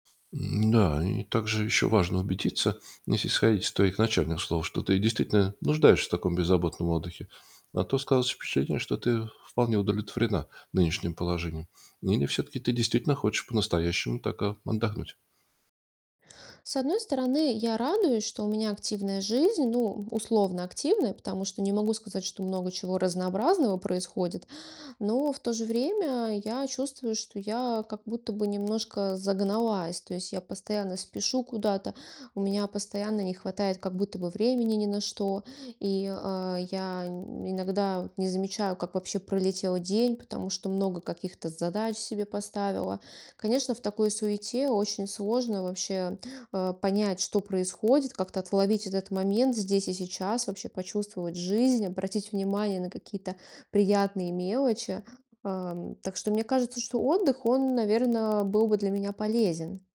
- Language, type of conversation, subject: Russian, advice, Как мне восстановить энергию с помощью простого и беззаботного отдыха?
- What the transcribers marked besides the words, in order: static; distorted speech